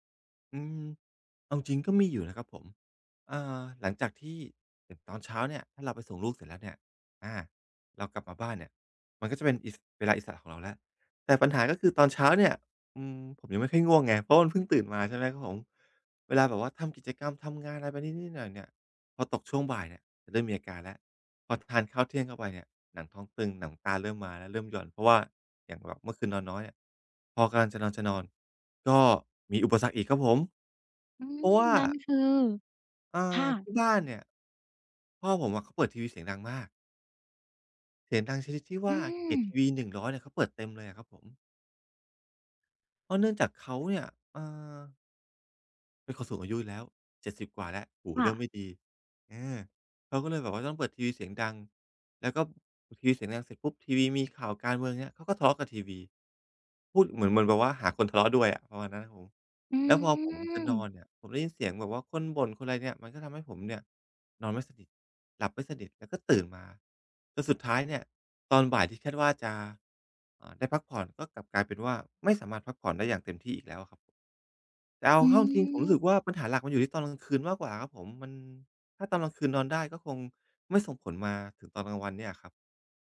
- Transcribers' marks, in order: other background noise; tapping; "รับผม" said as "คะโห"
- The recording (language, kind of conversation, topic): Thai, advice, พักผ่อนอยู่บ้านแต่ยังรู้สึกเครียด ควรทำอย่างไรให้ผ่อนคลายได้บ้าง?